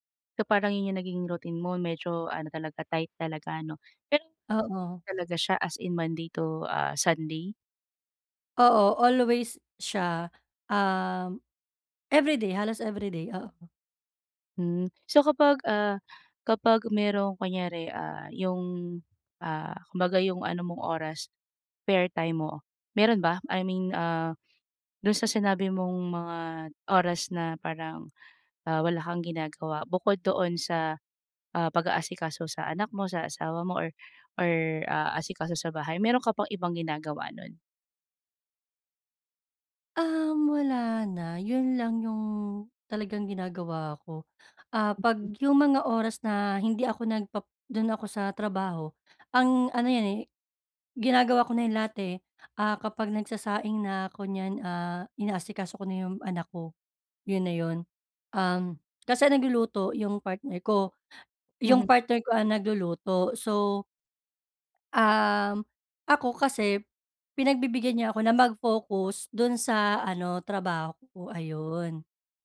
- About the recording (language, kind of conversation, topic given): Filipino, advice, Paano ko mababalanse ang trabaho at oras ng pahinga?
- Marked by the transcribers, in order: tapping